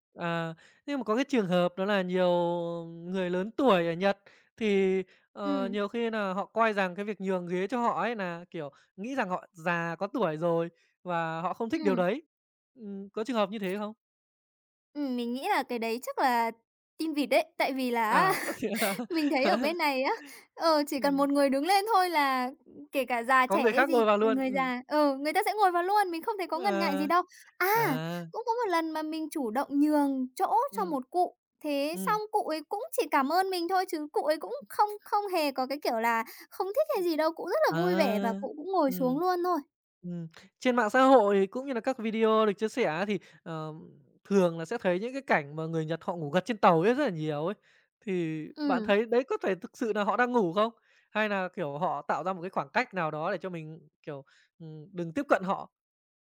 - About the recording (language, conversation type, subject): Vietnamese, podcast, Bạn có thể kể về một lần bạn bất ngờ trước văn hóa địa phương không?
- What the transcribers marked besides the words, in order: other background noise; tapping; chuckle; laughing while speaking: "thế á?"; chuckle; unintelligible speech